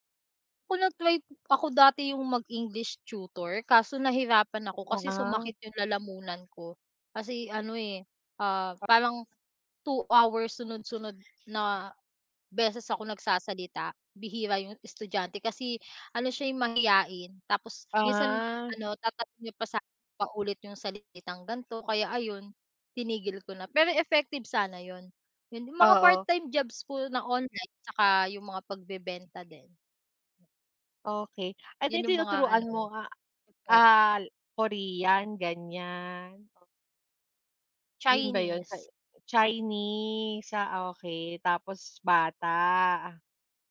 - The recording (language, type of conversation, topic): Filipino, unstructured, Ano ang mga paborito mong paraan para kumita ng dagdag na pera?
- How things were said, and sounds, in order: other noise; other background noise; tapping; drawn out: "Ah"; drawn out: "ganyan?"; drawn out: "Chinese"; drawn out: "bata"